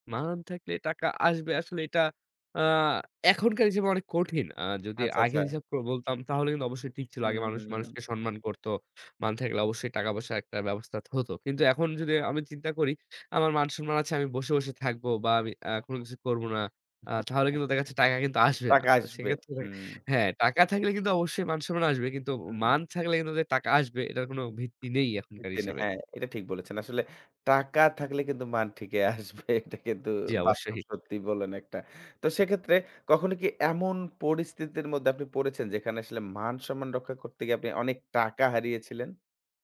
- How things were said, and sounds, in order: chuckle; unintelligible speech
- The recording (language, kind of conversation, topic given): Bengali, podcast, টাকা আর জীবনের অর্থের মধ্যে আপনার কাছে কোনটি বেশি গুরুত্বপূর্ণ?